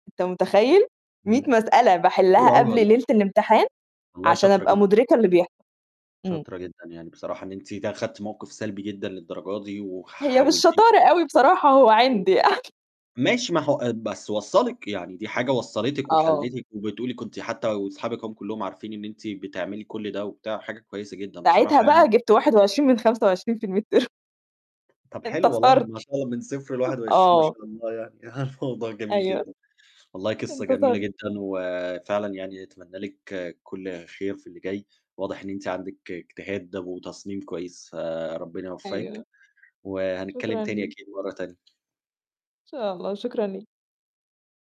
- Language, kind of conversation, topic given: Arabic, podcast, إزاي تفضل محافظ على حماسك بعد فشل مؤقت؟
- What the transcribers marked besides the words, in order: distorted speech; laughing while speaking: "يعني"; in English: "الميد ترم"; other noise; chuckle; tapping